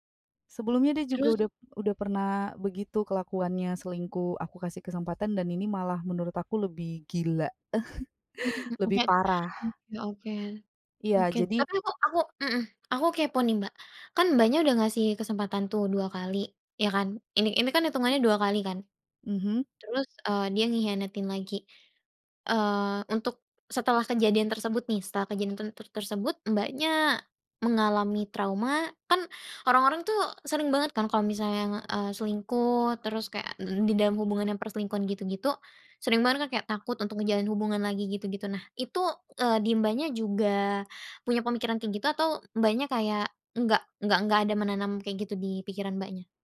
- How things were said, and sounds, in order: chuckle
- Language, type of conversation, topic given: Indonesian, podcast, Bagaimana kamu bangkit setelah mengalami kegagalan?
- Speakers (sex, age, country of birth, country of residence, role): female, 20-24, Indonesia, Indonesia, host; female, 25-29, Indonesia, Indonesia, guest